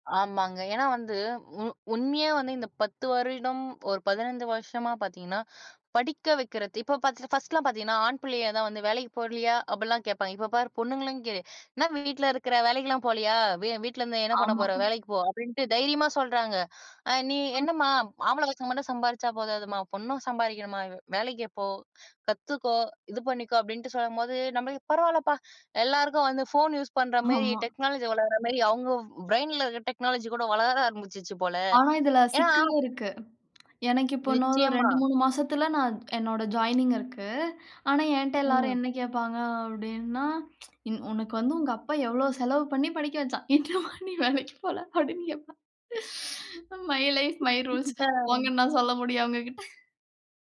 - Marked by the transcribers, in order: chuckle; laughing while speaking: "ஆமா"; "மாரி" said as "மேரி"; in English: "டெக்னாலஜி"; "மாரி" said as "மேரி"; in English: "பிரைன்ல"; in English: "டெக்னாலஜி"; tapping; in English: "ஜாயினிங்"; lip smack; laughing while speaking: "இன்னுமா நீ வேலைக்கு போல? அப்படின்னு … சொல்ல முடியும் அவுங்ககிட்ட"; in English: "மை லைப் மை ரூல்ஸ்!"; unintelligible speech; other background noise
- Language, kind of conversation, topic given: Tamil, podcast, காதல் அல்லது நட்பு உறவுகளில் வீட்டிற்கான விதிகள் என்னென்ன?